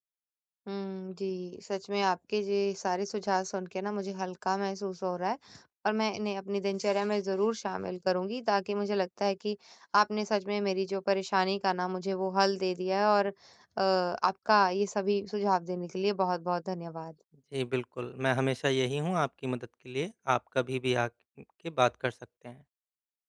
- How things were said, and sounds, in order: tapping
- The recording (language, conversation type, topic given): Hindi, advice, काम करते समय ध्यान भटकने से मैं खुद को कैसे रोकूँ और एकाग्रता कैसे बढ़ाऊँ?